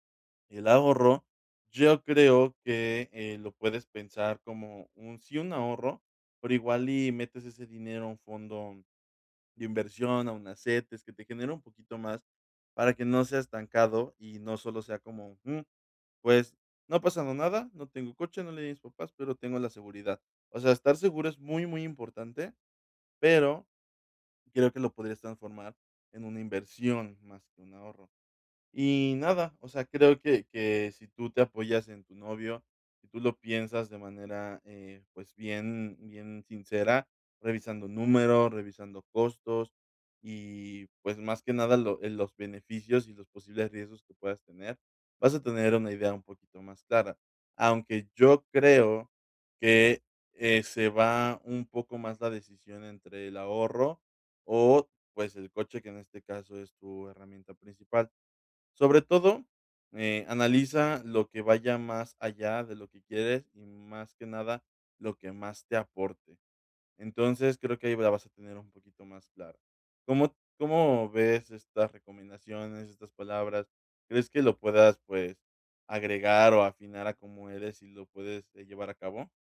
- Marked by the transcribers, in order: none
- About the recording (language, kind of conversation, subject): Spanish, advice, ¿Cómo puedo cambiar o corregir una decisión financiera importante que ya tomé?
- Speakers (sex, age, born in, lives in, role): female, 25-29, Mexico, Mexico, user; male, 30-34, Mexico, Mexico, advisor